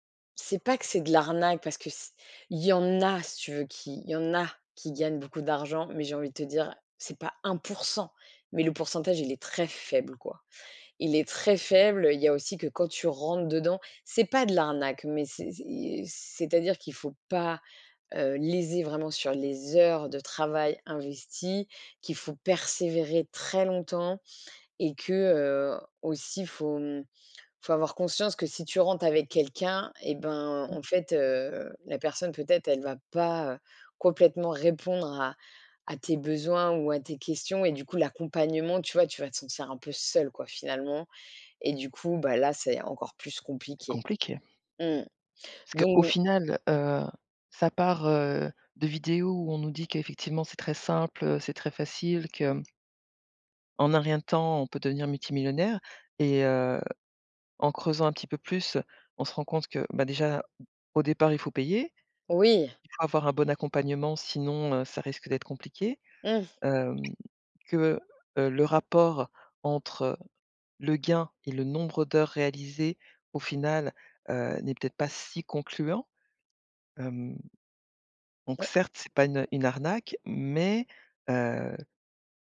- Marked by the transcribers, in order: stressed: "un pour cent"; unintelligible speech; stressed: "seul"; other background noise; other noise; stressed: "si"
- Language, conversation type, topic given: French, podcast, Comment les réseaux sociaux influencent-ils nos envies de changement ?